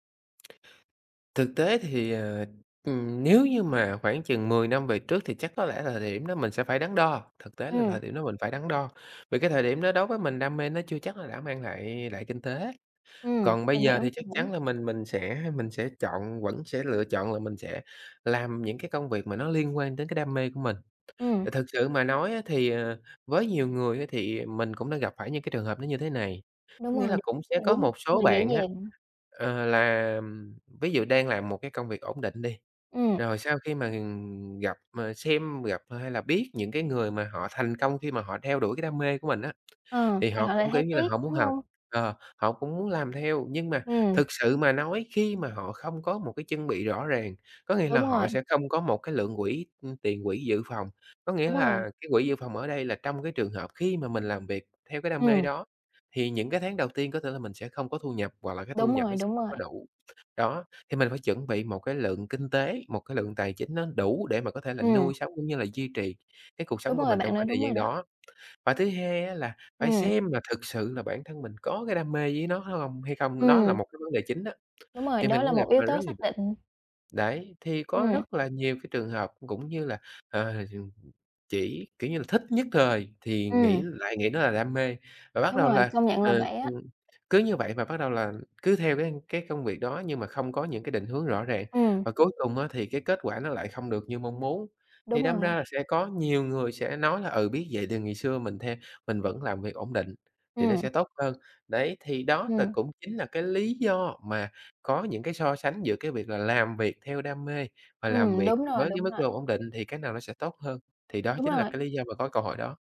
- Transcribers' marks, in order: tapping; unintelligible speech; other background noise
- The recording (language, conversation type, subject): Vietnamese, podcast, Bạn nghĩ thế nào về việc theo đuổi đam mê hay chọn một công việc ổn định?